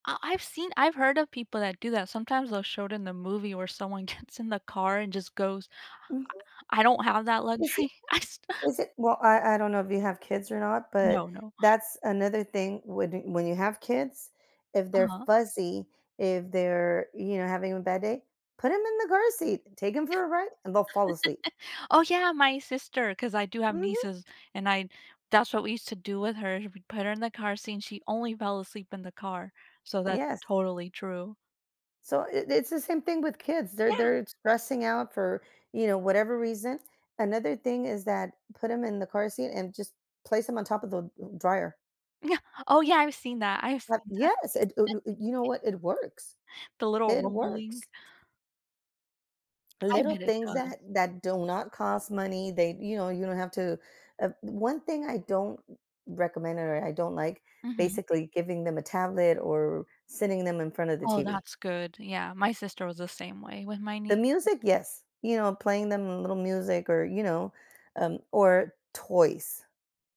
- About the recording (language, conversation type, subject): English, unstructured, How do you manage stress when life feels overwhelming?
- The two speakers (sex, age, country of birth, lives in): female, 35-39, United States, United States; female, 45-49, United States, United States
- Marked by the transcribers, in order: laughing while speaking: "gets"; alarm; laughing while speaking: "I sta"; tapping; "fussy" said as "fuzzy"; laugh; other background noise; laughing while speaking: "seen that"; giggle; "do" said as "doe"